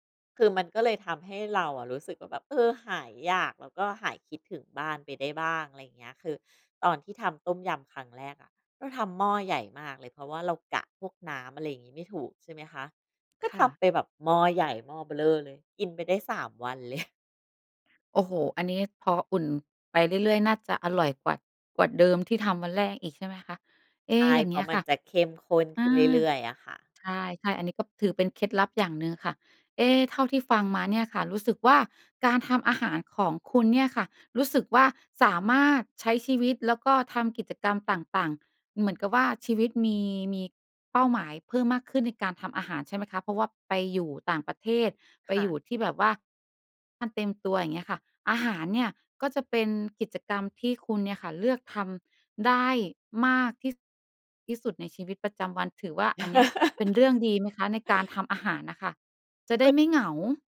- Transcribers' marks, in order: laughing while speaking: "เลย"; chuckle
- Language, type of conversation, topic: Thai, podcast, อาหารช่วยให้คุณปรับตัวได้อย่างไร?